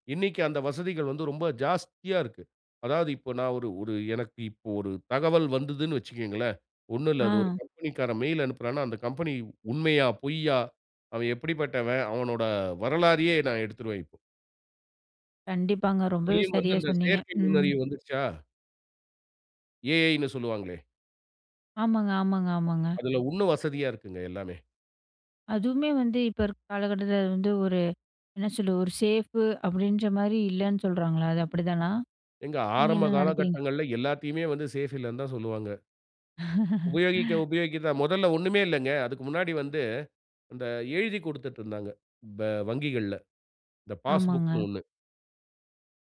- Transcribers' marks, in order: laugh
- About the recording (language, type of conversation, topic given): Tamil, podcast, நீங்கள் கிடைக்கும் தகவல் உண்மையா என்பதை எப்படிச் சரிபார்க்கிறீர்கள்?